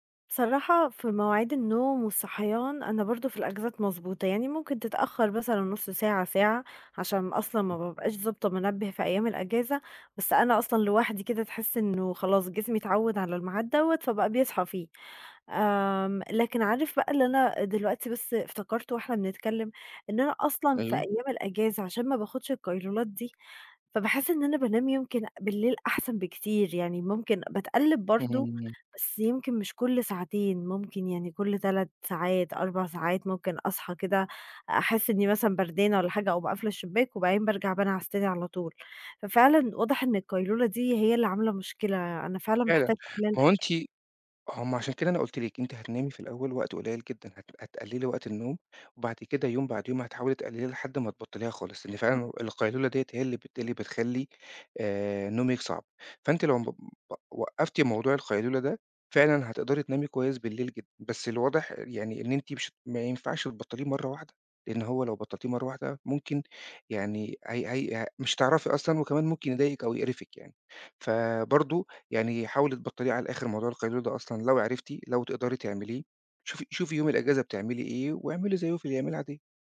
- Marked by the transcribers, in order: other background noise; tapping
- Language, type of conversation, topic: Arabic, advice, إزاي القيلولات المتقطعة بتأثر على نومي بالليل؟